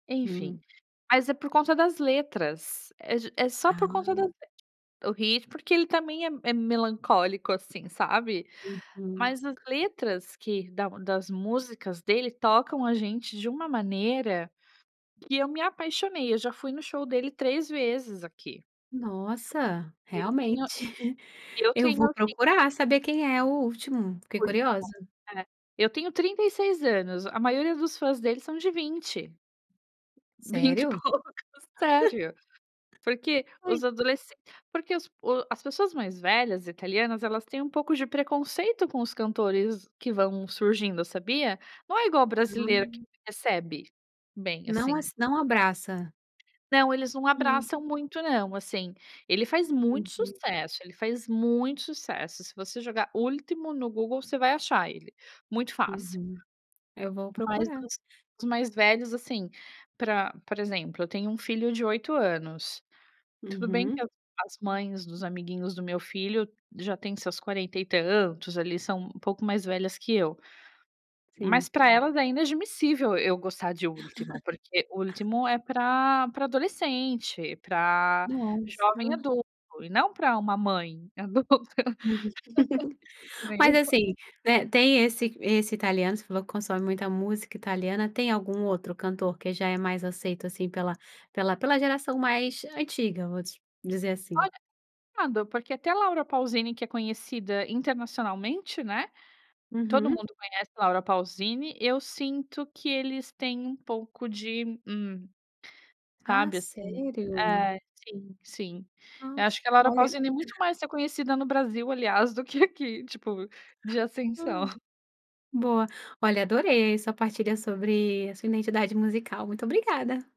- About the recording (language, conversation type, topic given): Portuguese, podcast, Que artistas você acha que mais definem a sua identidade musical?
- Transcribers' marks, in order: tapping; laughing while speaking: "e poucos"; laugh; other background noise; laugh; laugh; laughing while speaking: "adulta, que nem eu"; laugh